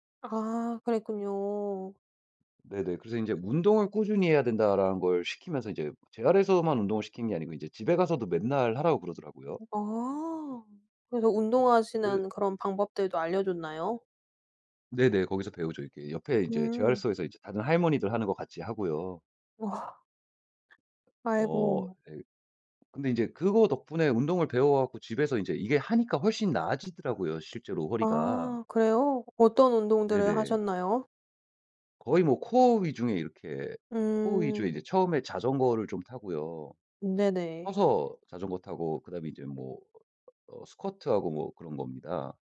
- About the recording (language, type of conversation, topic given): Korean, podcast, 잘못된 길에서 벗어나기 위해 처음으로 어떤 구체적인 행동을 하셨나요?
- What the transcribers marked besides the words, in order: other background noise; tapping